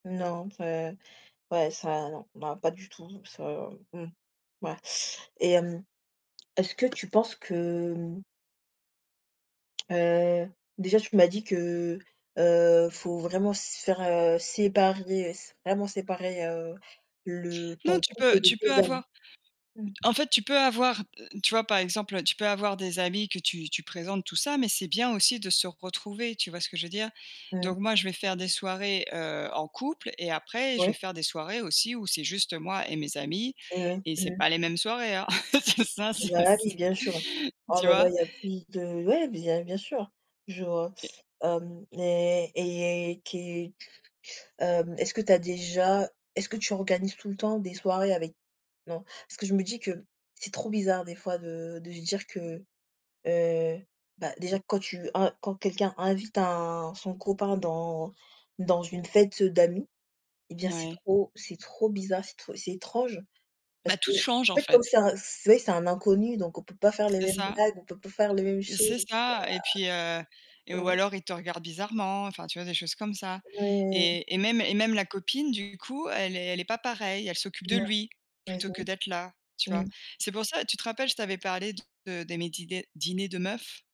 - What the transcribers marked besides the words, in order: laugh; laughing while speaking: "ça c'est s"; other background noise
- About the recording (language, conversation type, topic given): French, unstructured, Quelle place l’amitié occupe-t-elle dans une relation amoureuse ?